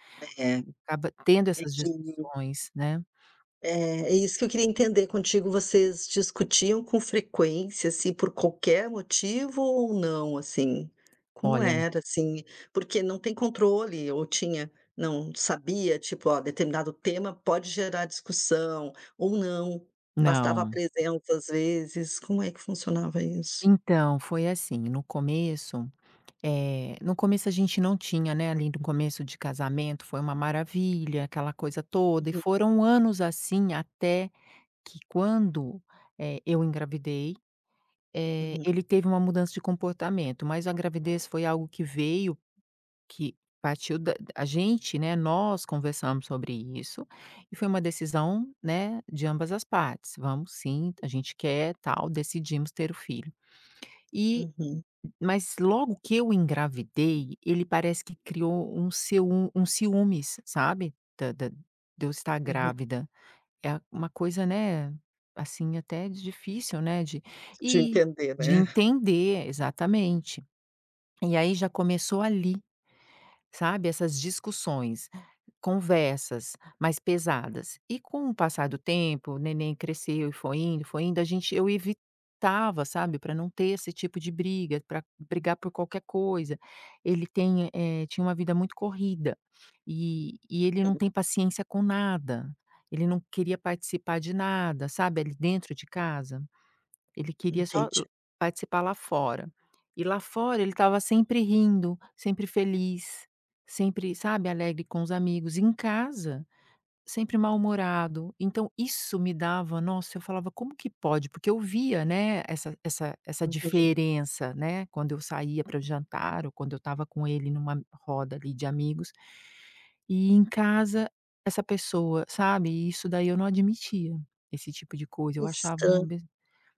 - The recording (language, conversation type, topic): Portuguese, advice, Como posso recuperar a confiança depois de uma briga séria?
- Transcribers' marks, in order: other background noise; tapping; chuckle